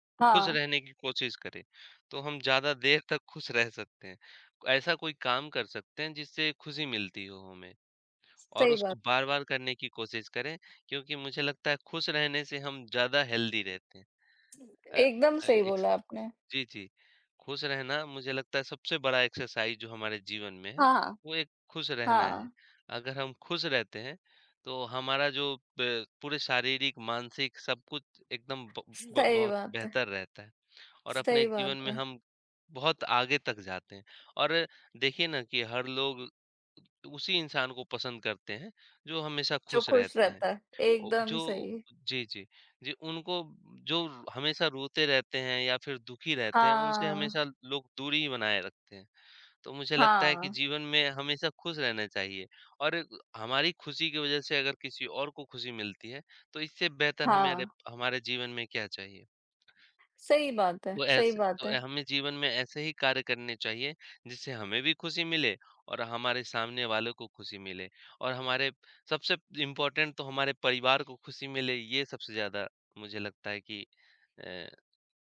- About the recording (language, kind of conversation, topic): Hindi, unstructured, आपके लिए खुशी का मतलब क्या है?
- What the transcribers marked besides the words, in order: other background noise; in English: "हेल्दी"; in English: "एक्सरसाइज़"; tapping; in English: "इम्पोर्टेंट"